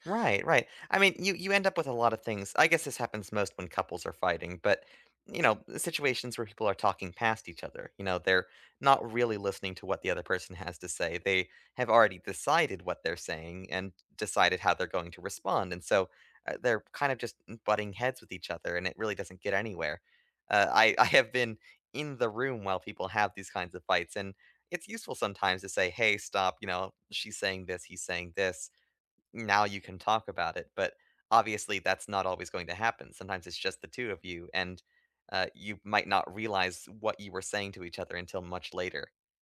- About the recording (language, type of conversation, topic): English, unstructured, What does a healthy relationship look like to you?
- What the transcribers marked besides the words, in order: other background noise; laughing while speaking: "I"